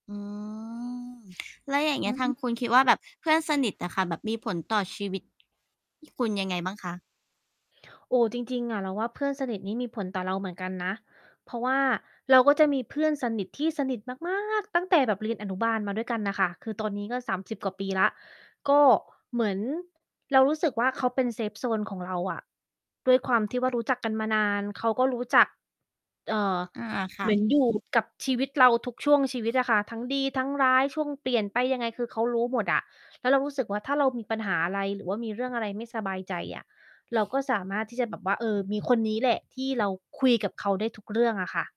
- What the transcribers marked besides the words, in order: distorted speech; mechanical hum; other noise; stressed: "มาก"; in English: "เซฟโซน"
- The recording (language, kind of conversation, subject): Thai, unstructured, เพื่อนสนิทของคุณส่งผลต่อชีวิตของคุณอย่างไร?